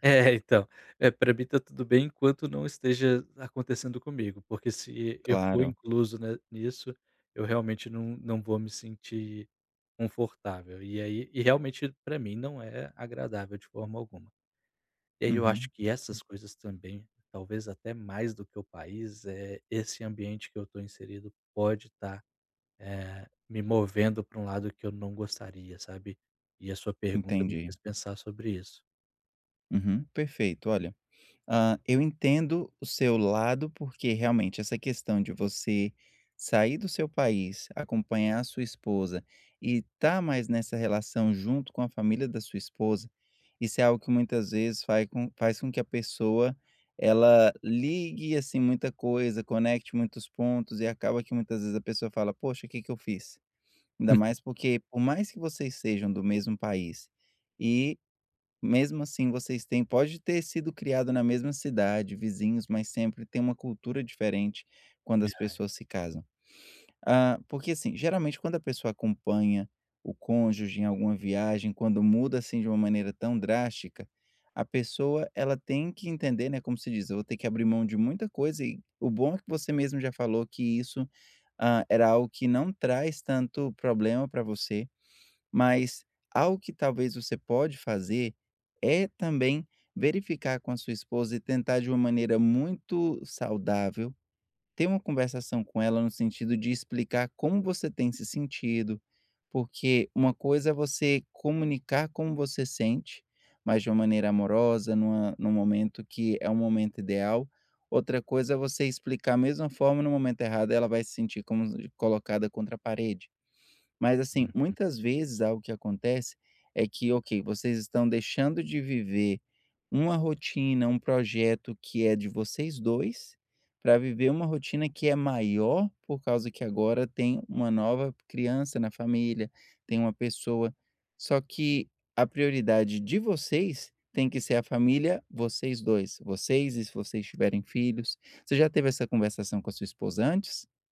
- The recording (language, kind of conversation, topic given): Portuguese, advice, Como posso voltar a sentir-me seguro e recuperar a sensação de normalidade?
- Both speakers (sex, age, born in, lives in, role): male, 30-34, Brazil, Portugal, user; male, 30-34, Brazil, United States, advisor
- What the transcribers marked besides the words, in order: laughing while speaking: "É"; unintelligible speech